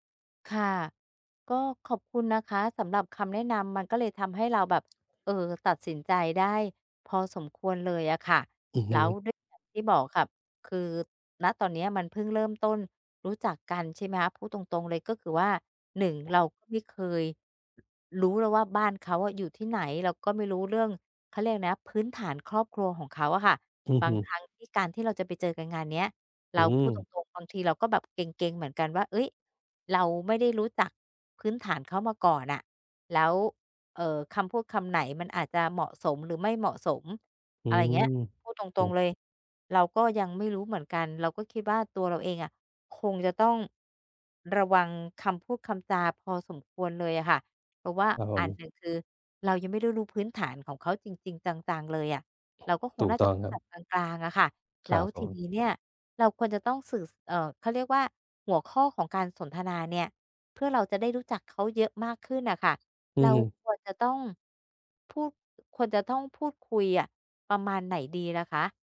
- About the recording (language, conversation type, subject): Thai, advice, ฉันจะทำอย่างไรให้ความสัมพันธ์กับเพื่อนใหม่ไม่ห่างหายไป?
- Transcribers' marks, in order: other background noise; other noise; blowing